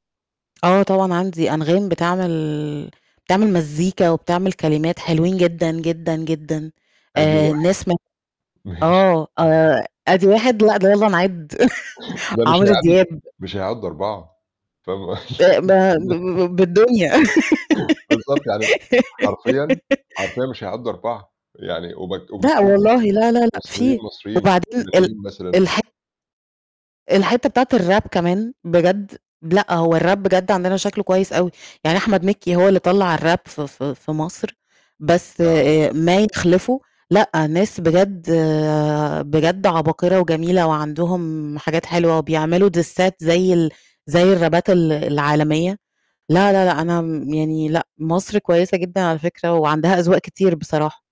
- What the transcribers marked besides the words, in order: laughing while speaking: "ماشي"; chuckle; unintelligible speech; laugh; giggle; unintelligible speech; unintelligible speech; in English: "ديسات"
- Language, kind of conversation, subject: Arabic, podcast, إيه اللي خلّى ذوقك في الموسيقى يتغيّر على مدار السنين؟